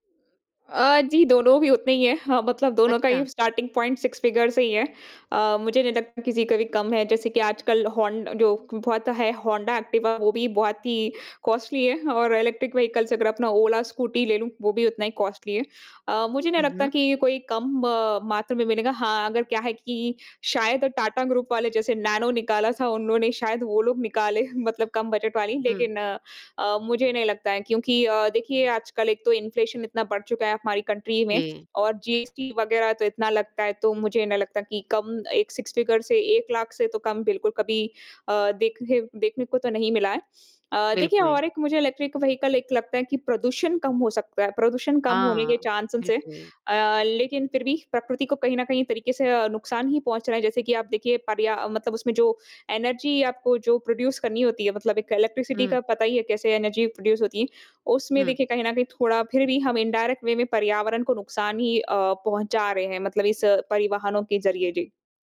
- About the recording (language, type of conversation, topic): Hindi, podcast, इलेक्ट्रिक वाहन रोज़मर्रा की यात्रा को कैसे बदल सकते हैं?
- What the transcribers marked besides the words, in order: in English: "स्टार्टिंग पॉइंट सिक्स फ़िगर"; in English: "कॉस्टली"; in English: "इलेक्ट्रिक व्हीकल्स"; in English: "कॉस्टली"; in English: "ग्रुप"; in English: "बजट"; in English: "इन्फ़्लेशन"; in English: "कंट्री"; in English: "सिक्स फ़िगर"; in English: "इलेक्ट्रिक व्हीकल"; in English: "चांसेज़"; in English: "एनर्जी"; in English: "प्रोड्यूस"; in English: "इलेक्ट्रिसिटी"; in English: "एनर्जी प्रोड्यूस"; in English: "इनडायरेक्ट वे"